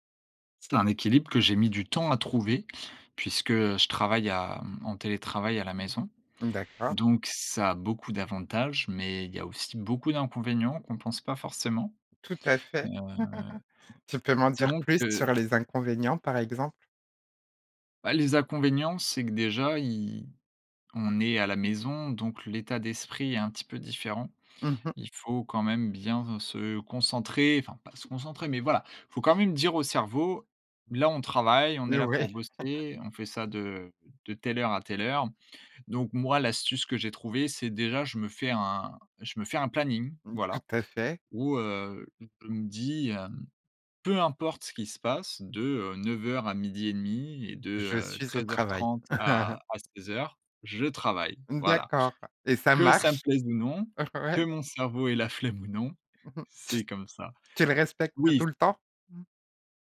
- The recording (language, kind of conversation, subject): French, podcast, Comment trouves-tu l’équilibre entre le travail et la vie personnelle ?
- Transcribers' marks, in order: other background noise; chuckle; chuckle; chuckle; laughing while speaking: "Ouais"; chuckle